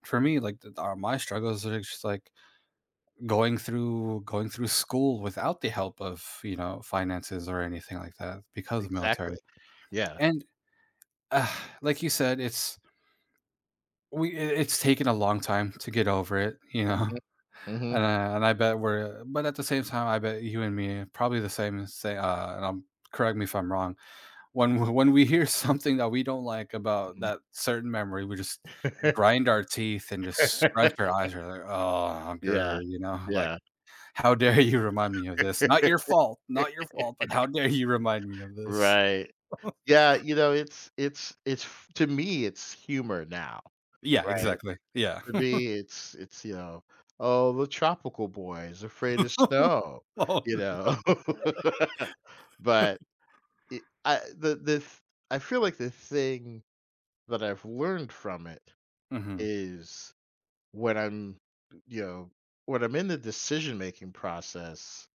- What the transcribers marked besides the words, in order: tapping; other background noise; sigh; laughing while speaking: "you know?"; laughing while speaking: "when w when we hear something"; laugh; laughing while speaking: "dare"; laugh; laughing while speaking: "dare"; laugh; chuckle; laugh; laughing while speaking: "Oh, no"; laugh
- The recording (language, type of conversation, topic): English, unstructured, How do memories from the past shape the way you live your life today?
- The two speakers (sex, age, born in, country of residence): male, 35-39, United States, United States; male, 50-54, United States, United States